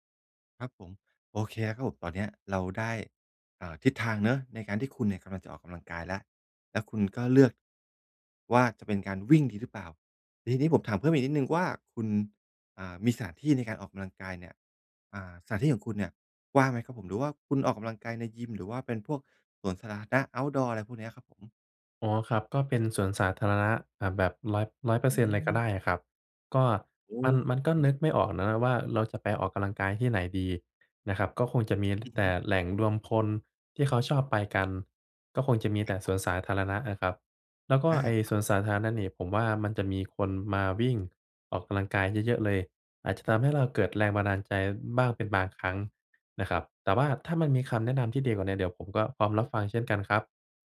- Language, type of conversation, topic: Thai, advice, ฉันจะวัดความคืบหน้าเล็กๆ ในแต่ละวันได้อย่างไร?
- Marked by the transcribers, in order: none